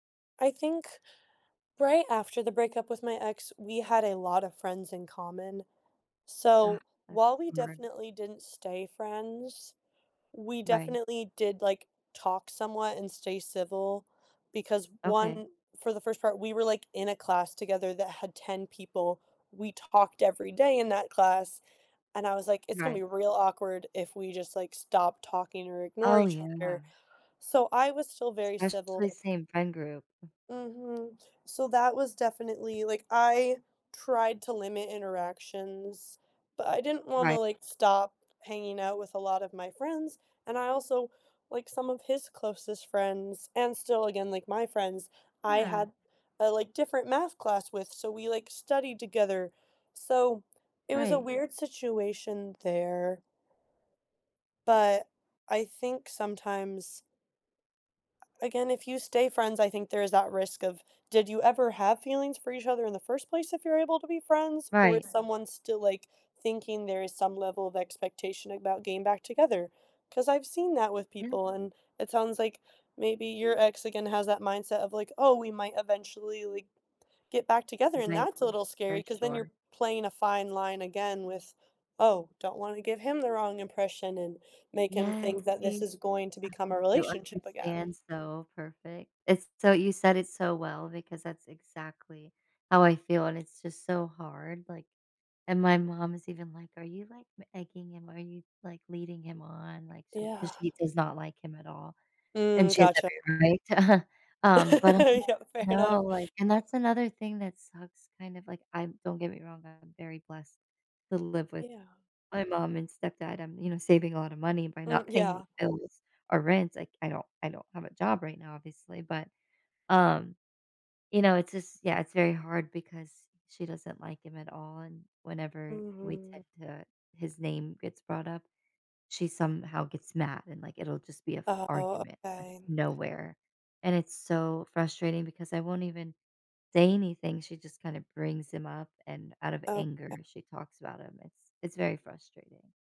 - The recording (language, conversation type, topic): English, unstructured, Is it okay to stay friends with an ex?
- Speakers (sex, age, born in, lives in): female, 20-24, United States, United States; female, 35-39, Turkey, United States
- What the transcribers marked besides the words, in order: tapping; other background noise; background speech; chuckle; laugh; laughing while speaking: "Yep. Fair enough"